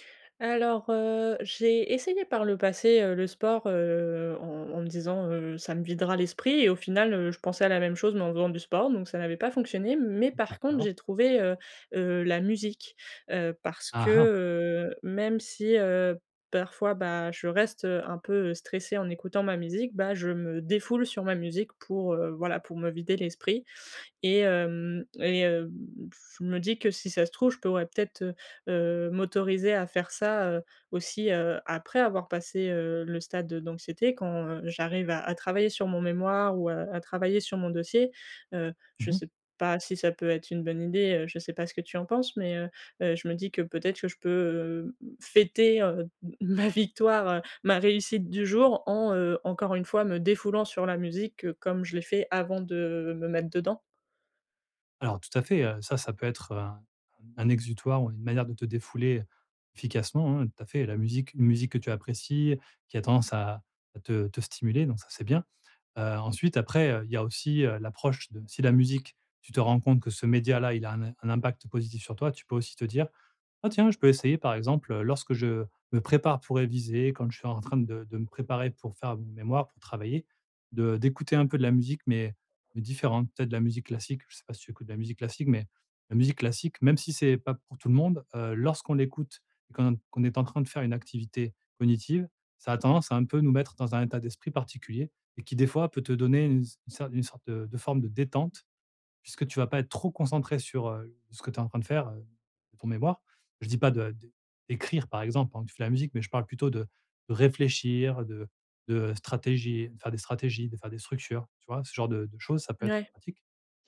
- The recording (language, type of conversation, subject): French, advice, Comment puis-je célébrer mes petites victoires quotidiennes pour rester motivé ?
- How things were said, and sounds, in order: tapping; stressed: "détente"; stressed: "trop"